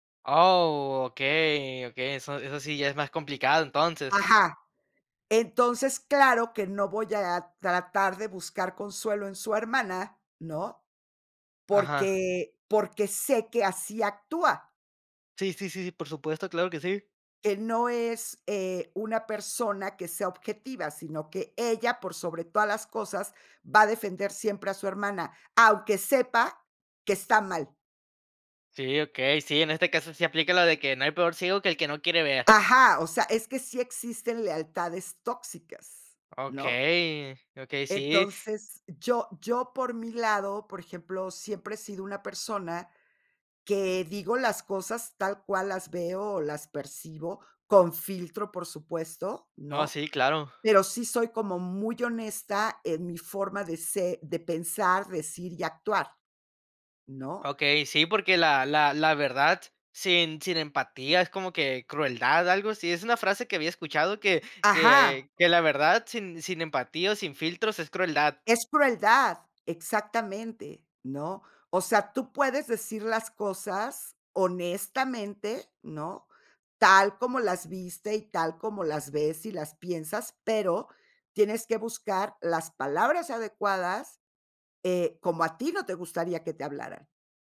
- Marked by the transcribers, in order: none
- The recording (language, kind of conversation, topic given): Spanish, podcast, ¿Qué haces para que alguien se sienta entendido?